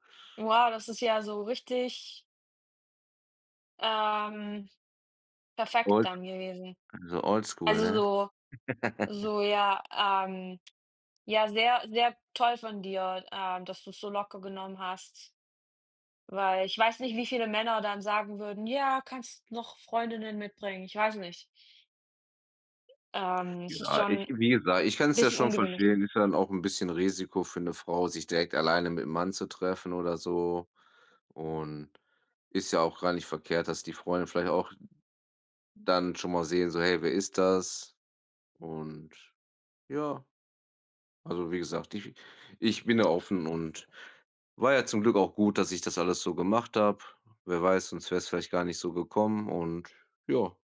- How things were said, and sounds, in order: chuckle
- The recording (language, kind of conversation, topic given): German, unstructured, Wie reagierst du, wenn dein Partner nicht ehrlich ist?